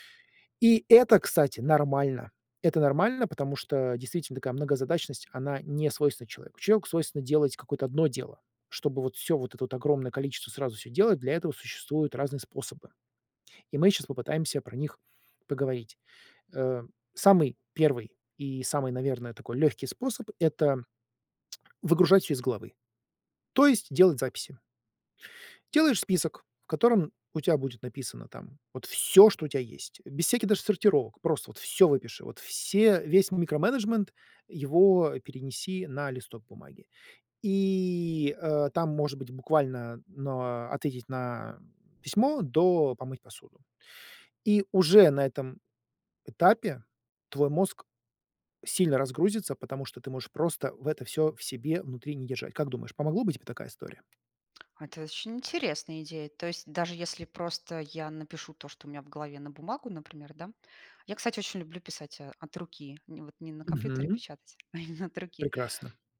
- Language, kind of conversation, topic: Russian, advice, Как эффективно группировать множество мелких задач, чтобы не перегружаться?
- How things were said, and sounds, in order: lip smack; stressed: "всё"; tapping; tongue click; laughing while speaking: "а именно"